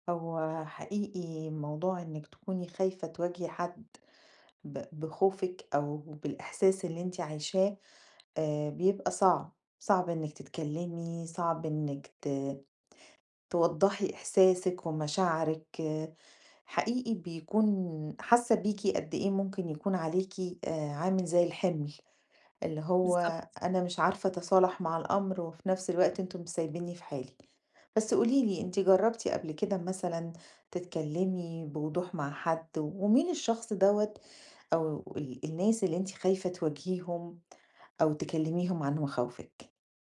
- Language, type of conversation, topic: Arabic, advice, إزاي أتكلم عن مخاوفي من غير ما أحس بخجل أو أخاف من حكم الناس؟
- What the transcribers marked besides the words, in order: none